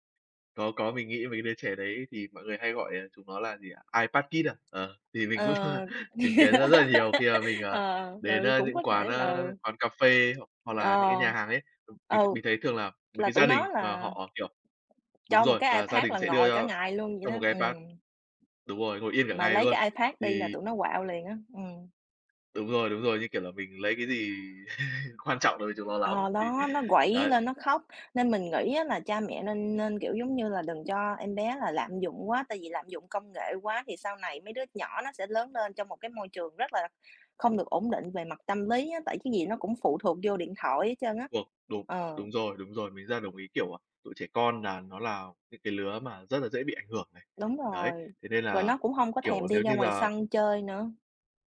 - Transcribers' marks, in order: tapping; other background noise; laugh; in English: "iPad kid"; laughing while speaking: "cũng"; laugh
- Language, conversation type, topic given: Vietnamese, unstructured, Bạn nghĩ sao về việc dùng điện thoại quá nhiều mỗi ngày?